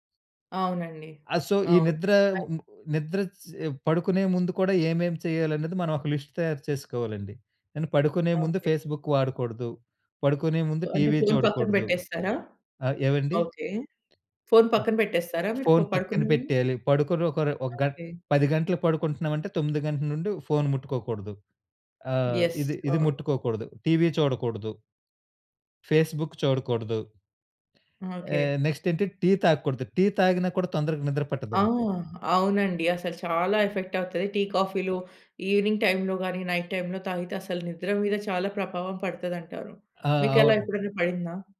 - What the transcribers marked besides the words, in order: other background noise; in English: "లిస్ట్"; in English: "ఫేస్‌బుక్"; in English: "యెస్"; in English: "ఫేస్‌బుక్"; in English: "నెక్స్ట్"; in English: "ఎఫెక్ట్"; in English: "ఈవినింగ్ టైమ్‌లో"; in English: "నైట్ టైమ్‌లో"
- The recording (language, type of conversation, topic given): Telugu, podcast, ఒత్తిడిని మీరు ఎలా ఎదుర్కొంటారు?